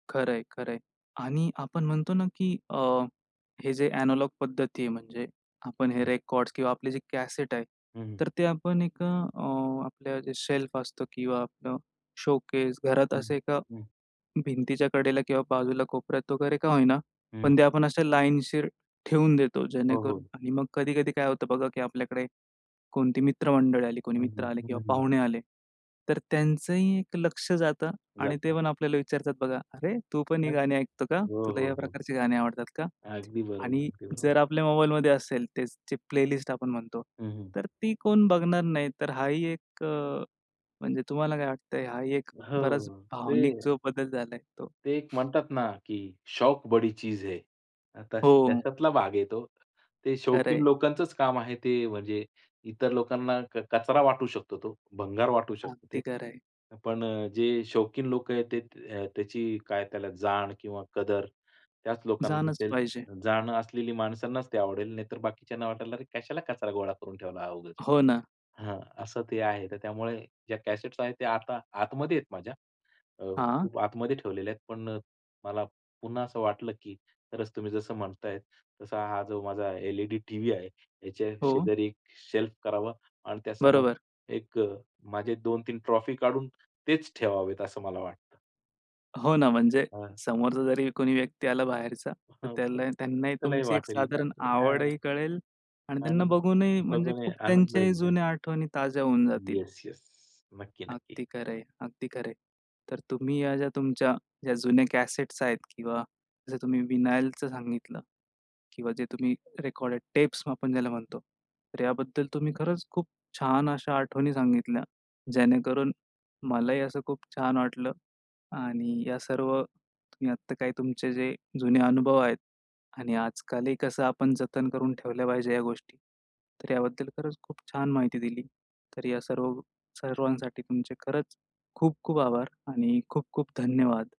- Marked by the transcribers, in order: in English: "एनालॉग"; in English: "रेकॉर्ड्स"; in English: "शेल्फ"; in English: "शोकेस"; in English: "लाईनशीर"; in English: "प्लेलिस्ट"; other noise; in Hindi: "शौक बड़ी चीज है"; in English: "एल-ई-डी"; in English: "शेल्फ"; in English: "ट्रॉफी"; in English: "येस, येस"; in English: "रेकॉर्डेड टेप्स"
- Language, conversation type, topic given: Marathi, podcast, जुन्या कॅसेट्स किंवा रेकॉर्डच्या आठवणी कशा आहेत तुला?